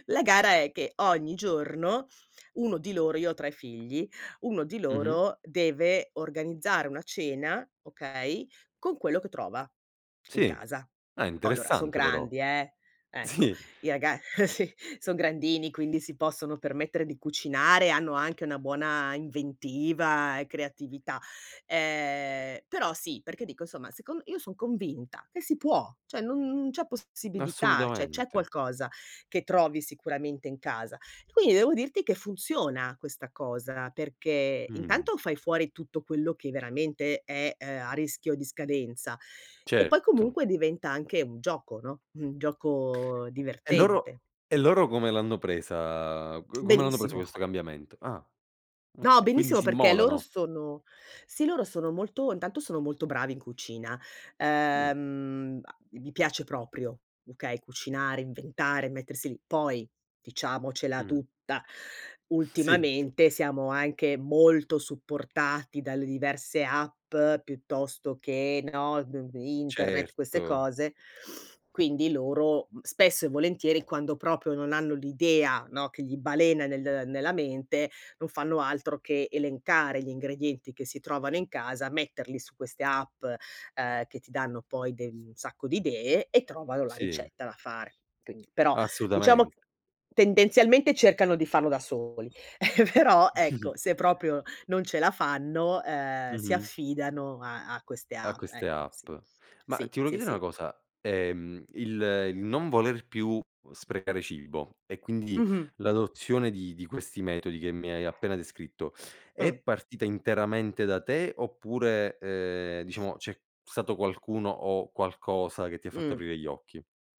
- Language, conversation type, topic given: Italian, podcast, Come organizzi la dispensa per evitare sprechi alimentari?
- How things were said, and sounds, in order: chuckle; laughing while speaking: "Sì"; other background noise; "cioè" said as "ceh"; "cioè" said as "ceh"; chuckle; laughing while speaking: "Sì"; "Assolutament" said as "assutament"; chuckle; laughing while speaking: "però"; tapping